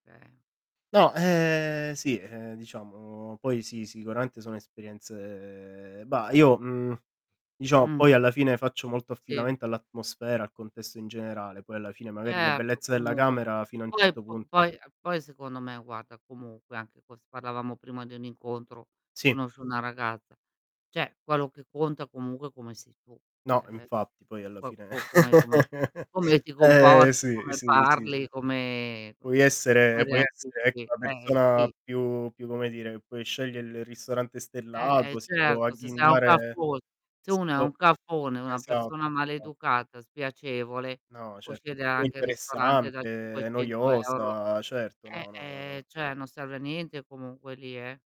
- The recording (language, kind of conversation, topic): Italian, unstructured, Preferisci le cene a lume di candela o i pranzi informali?
- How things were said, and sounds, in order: mechanical hum; drawn out: "esperienze"; tapping; distorted speech; static; "me" said as "meo"; "cioè" said as "ceh"; "comunque" said as "comungue"; "infatti" said as "enfatti"; other background noise; chuckle; "cioè" said as "ceh"